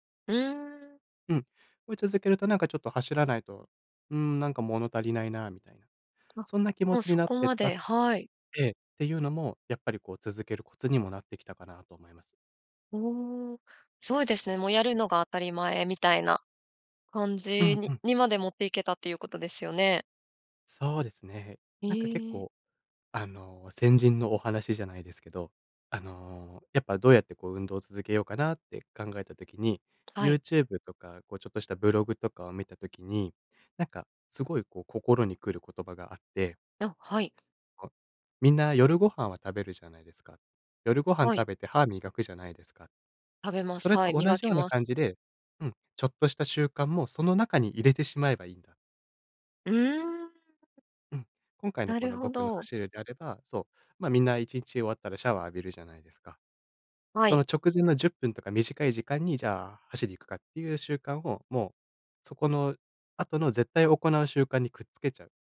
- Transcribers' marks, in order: tapping; other noise
- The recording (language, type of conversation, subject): Japanese, podcast, 習慣を身につけるコツは何ですか？